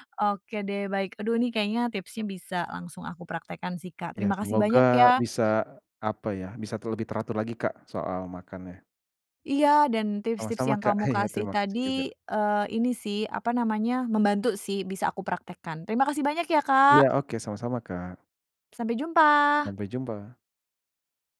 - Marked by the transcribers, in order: chuckle
- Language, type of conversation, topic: Indonesian, advice, Bagaimana cara berhenti sering melewatkan waktu makan dan mengurangi kebiasaan ngemil tidak sehat di malam hari?